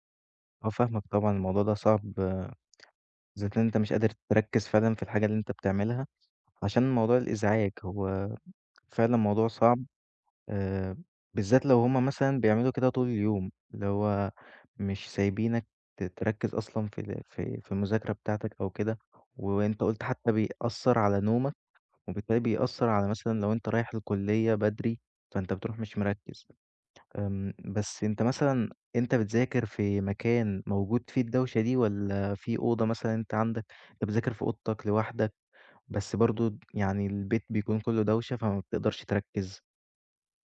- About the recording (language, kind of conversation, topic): Arabic, advice, إزاي دوشة البيت والمقاطعات بتعطّلك عن التركيز وتخليك مش قادر تدخل في حالة تركيز تام؟
- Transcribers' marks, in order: other background noise